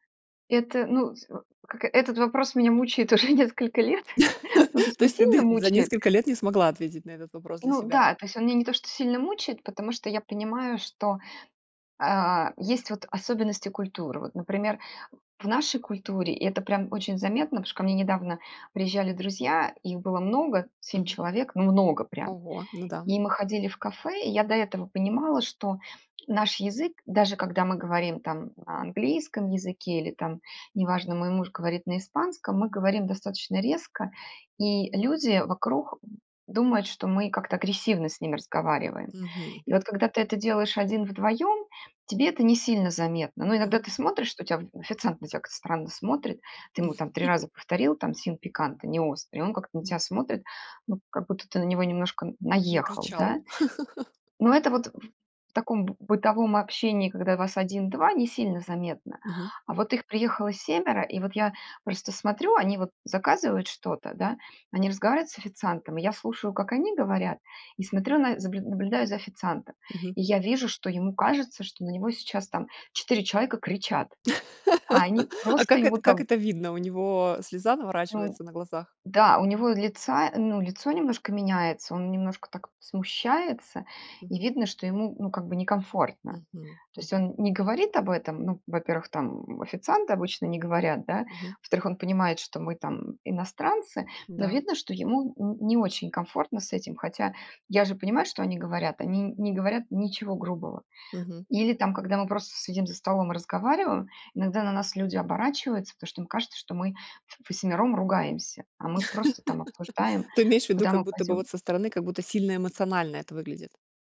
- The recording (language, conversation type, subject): Russian, podcast, Когда вы впервые почувствовали культурную разницу?
- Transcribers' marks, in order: laughing while speaking: "мучает"; laugh; chuckle; in English: "sin picante"; laugh; laugh; laugh